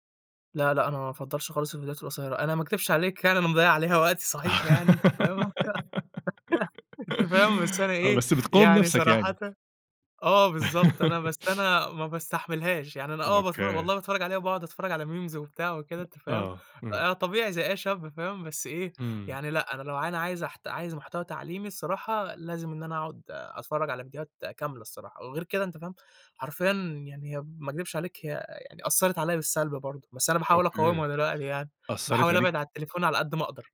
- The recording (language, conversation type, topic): Arabic, podcast, ظاهرة الفيديوهات القصيرة
- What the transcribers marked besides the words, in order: giggle; giggle; giggle; in English: "Memes"; other background noise